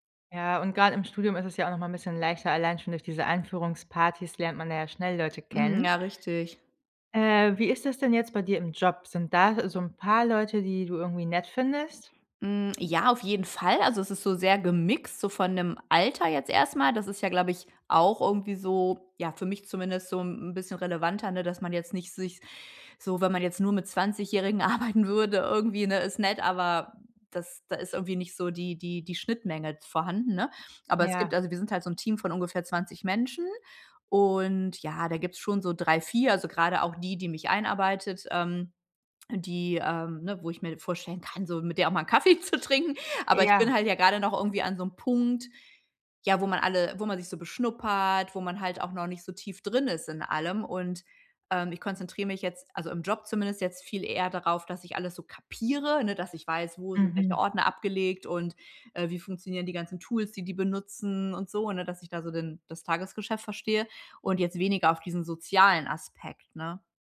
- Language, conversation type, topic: German, advice, Wie gehe ich mit Einsamkeit nach einem Umzug in eine neue Stadt um?
- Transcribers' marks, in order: laughing while speaking: "arbeiten"; laughing while speaking: "Kaffee zu trinken"; in English: "Tools"